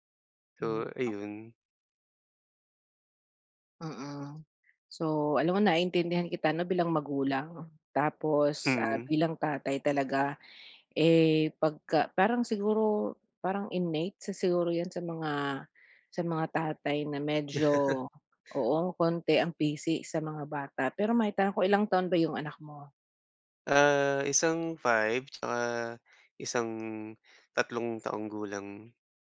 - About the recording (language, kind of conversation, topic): Filipino, advice, Paano ko haharapin ang sarili ko nang may pag-unawa kapag nagkulang ako?
- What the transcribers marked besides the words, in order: in English: "innate"; laugh